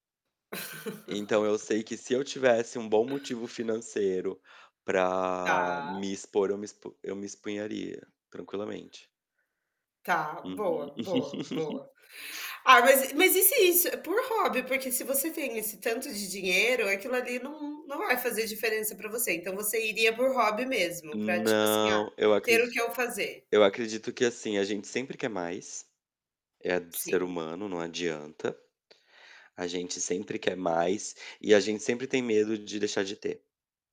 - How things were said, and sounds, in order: laugh; "exporia" said as "expunharia"; laugh
- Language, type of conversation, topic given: Portuguese, unstructured, Qual é o seu maior sonho relacionado a dinheiro?